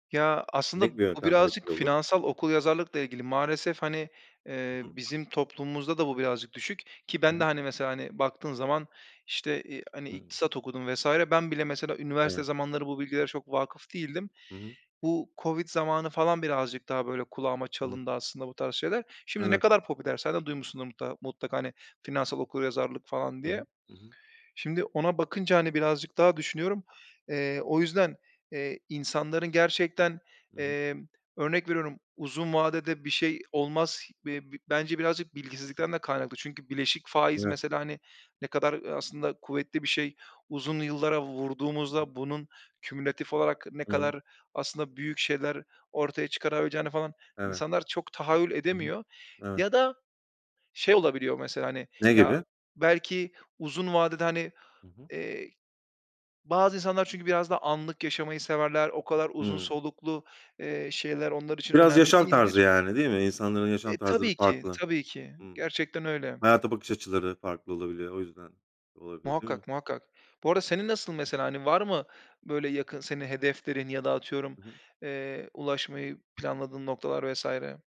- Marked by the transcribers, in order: unintelligible speech; unintelligible speech; other background noise
- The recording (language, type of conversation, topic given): Turkish, unstructured, Finansal hedefler belirlemek neden gereklidir?